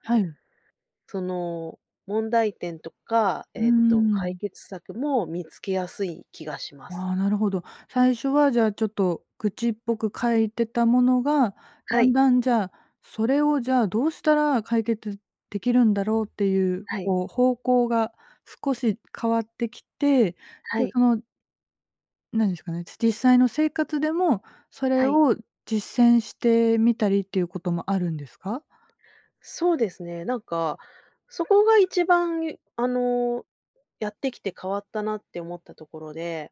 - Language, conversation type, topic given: Japanese, podcast, 自分を変えた習慣は何ですか？
- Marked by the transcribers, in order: other background noise